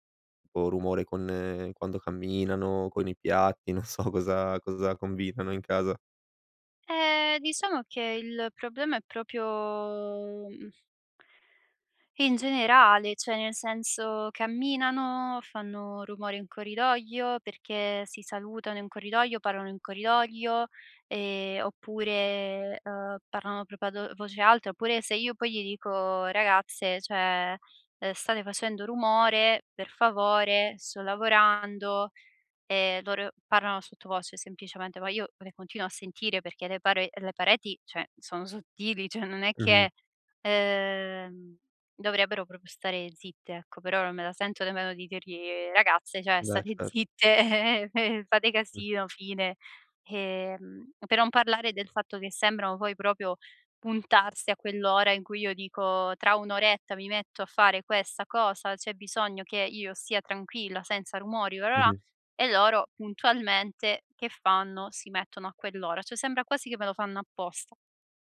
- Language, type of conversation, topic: Italian, advice, Come posso concentrarmi se in casa c’è troppo rumore?
- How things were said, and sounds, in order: laughing while speaking: "Non so"; "proprio" said as "propio"; "corridoio" said as "corridoglio"; "corridoio" said as "corridoglio"; "corridoio" said as "corridoglio"; "proprio" said as "propa"; "cioé" said as "ceh"; "loro" said as "loreo"; "parlano" said as "parrano"; "cioè" said as "ceh"; laughing while speaking: "sottili, ceh, non è che"; "cioè" said as "ceh"; "proprio" said as "propio"; "cioè" said as "ceh"; laughing while speaking: "zitte"; "proprio" said as "propio"; unintelligible speech; "cioé" said as "ceh"